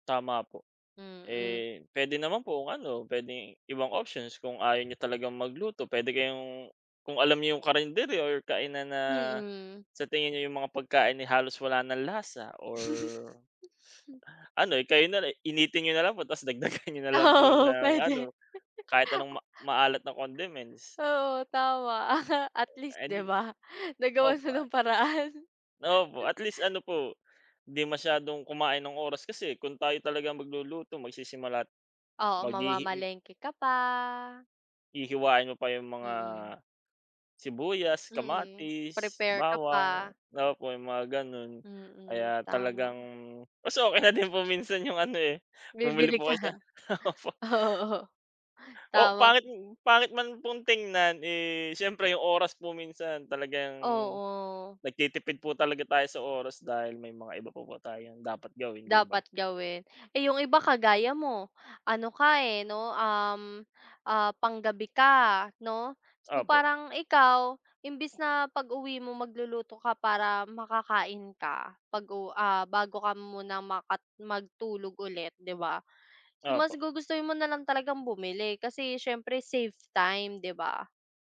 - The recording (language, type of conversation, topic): Filipino, unstructured, Ano ang palagay mo sa sobrang alat ng mga pagkain ngayon?
- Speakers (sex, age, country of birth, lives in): female, 25-29, Philippines, Philippines; male, 25-29, Philippines, Philippines
- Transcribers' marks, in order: chuckle; laughing while speaking: "dagdagan"; laughing while speaking: "Oo"; chuckle; chuckle; laughing while speaking: "Nagawan siya ng paraan"; drawn out: "pa"; laughing while speaking: "okey na din po minsan yung"; chuckle; laughing while speaking: "oo"; in English: "save time"